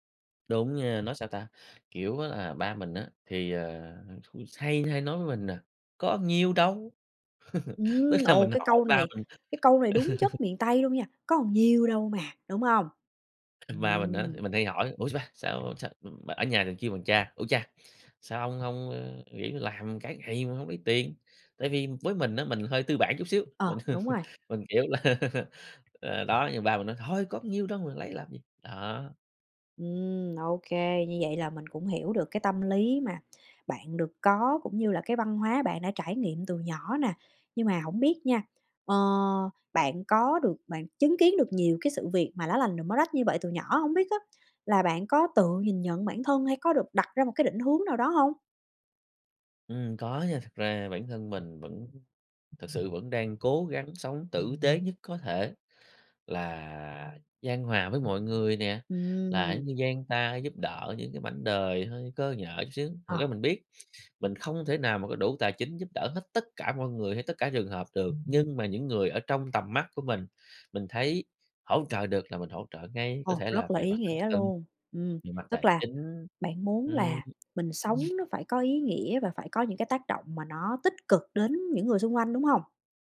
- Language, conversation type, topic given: Vietnamese, podcast, Bạn có thể kể một kỷ niệm khiến bạn tự hào về văn hoá của mình không nhỉ?
- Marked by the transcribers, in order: tapping; other background noise; laugh; laughing while speaking: "Tức là"; laugh; laughing while speaking: "mình"; laugh